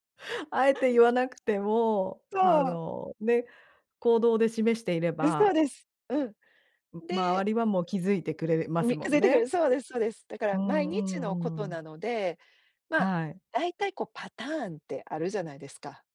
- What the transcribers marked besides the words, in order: other background noise
- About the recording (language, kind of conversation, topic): Japanese, podcast, 仕事と私生活の境界はどのように引いていますか？